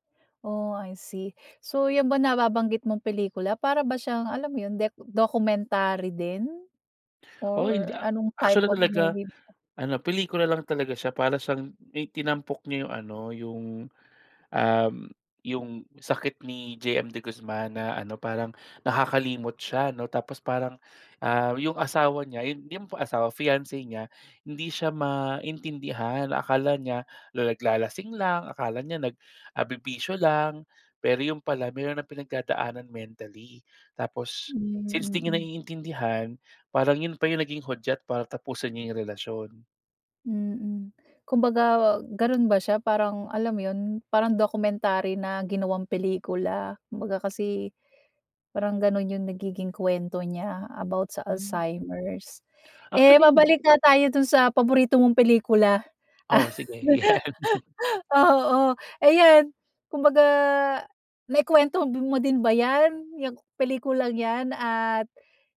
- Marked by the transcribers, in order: laugh
- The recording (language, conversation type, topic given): Filipino, podcast, Ano ang paborito mong pelikula, at bakit ito tumatak sa’yo?